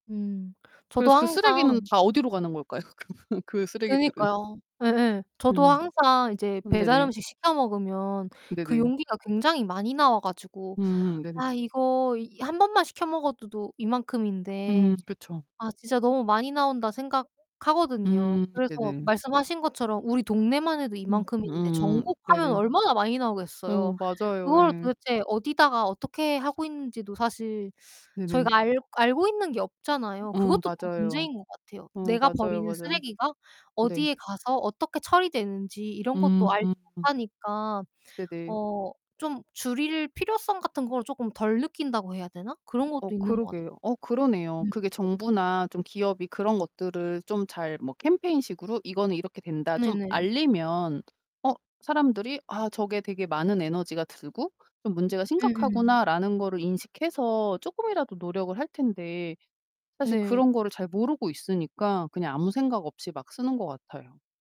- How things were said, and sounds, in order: tapping; laugh; other background noise; distorted speech
- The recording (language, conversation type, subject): Korean, unstructured, 플라스틱 쓰레기가 바다에 어떤 영향을 미치나요?